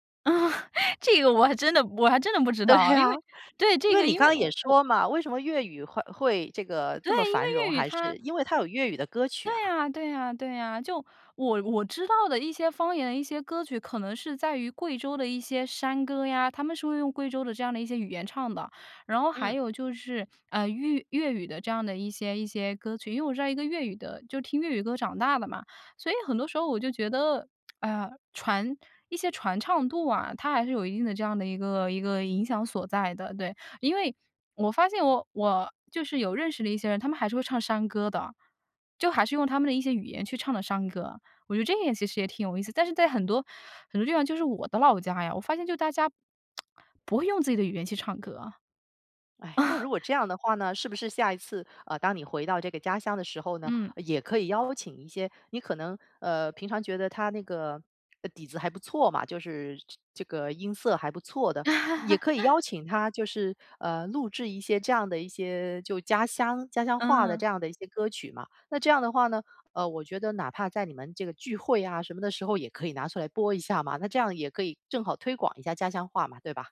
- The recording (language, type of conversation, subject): Chinese, podcast, 你会怎样教下一代家乡话？
- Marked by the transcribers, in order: chuckle; laughing while speaking: "对啊"; tsk; tsk; laughing while speaking: "啊"; other background noise; laugh